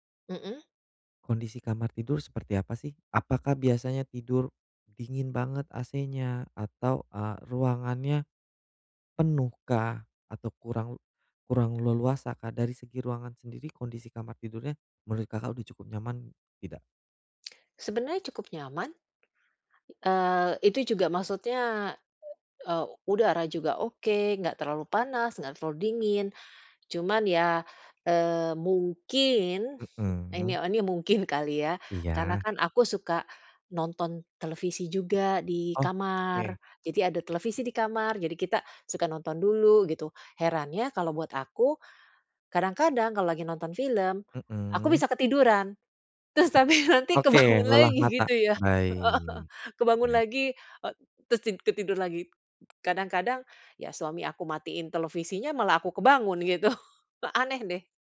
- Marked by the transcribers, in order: other background noise; laughing while speaking: "Terus, tapi nanti kebangun lagi gitu ya, heeh heeh"; chuckle
- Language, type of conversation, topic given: Indonesian, advice, Bagaimana cara memperbaiki kualitas tidur malam agar saya bisa tidur lebih nyenyak dan bangun lebih segar?
- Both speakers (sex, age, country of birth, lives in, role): female, 50-54, Indonesia, Netherlands, user; male, 35-39, Indonesia, Indonesia, advisor